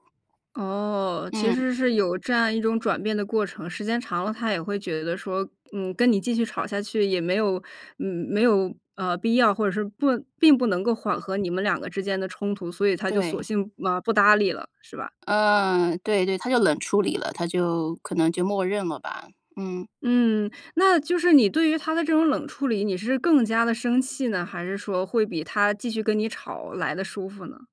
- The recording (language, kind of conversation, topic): Chinese, advice, 我们该如何处理因疲劳和情绪引发的争执与隔阂？
- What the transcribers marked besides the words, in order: other background noise